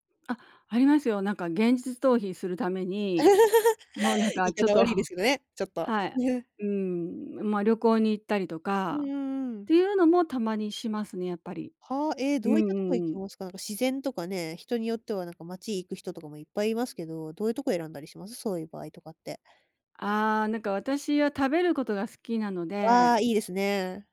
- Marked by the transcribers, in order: laugh; chuckle
- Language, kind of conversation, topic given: Japanese, podcast, 不安を乗り越えるために、普段どんなことをしていますか？